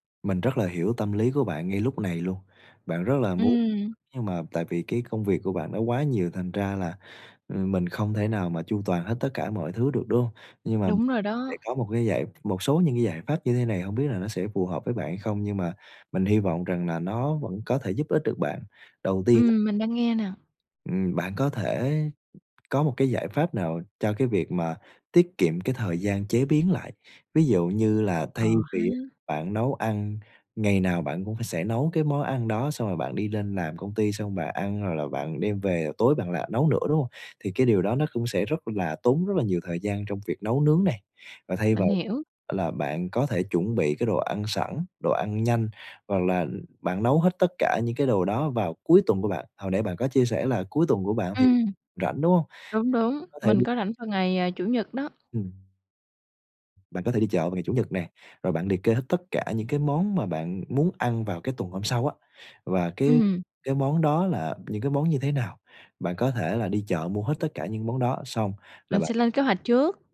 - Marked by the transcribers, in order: other background noise
- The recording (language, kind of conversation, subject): Vietnamese, advice, Khó duy trì chế độ ăn lành mạnh khi quá bận công việc.